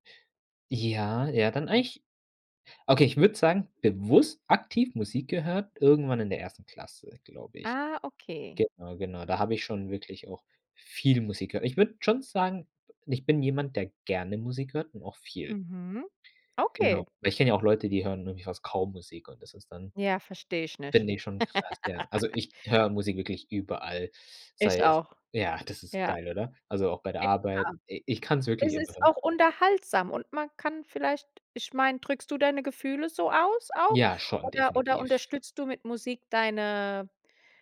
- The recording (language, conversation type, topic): German, podcast, Wie hat sich dein Musikgeschmack über die Jahre verändert?
- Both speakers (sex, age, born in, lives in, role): female, 35-39, Germany, United States, host; male, 25-29, Germany, Germany, guest
- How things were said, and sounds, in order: stressed: "viel"; laugh; unintelligible speech